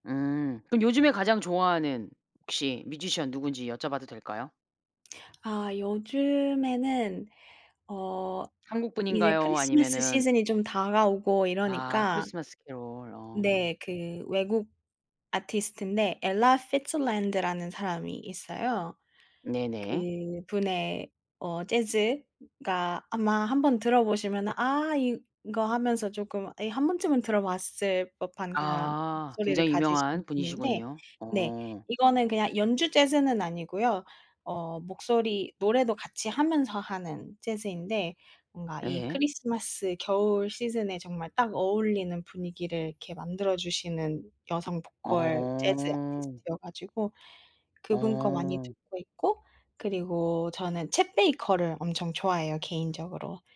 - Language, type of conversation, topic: Korean, podcast, 어릴 때 좋아하던 음악이 지금과 어떻게 달라졌어요?
- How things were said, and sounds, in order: put-on voice: "Ella Fitzgerald라는"; other background noise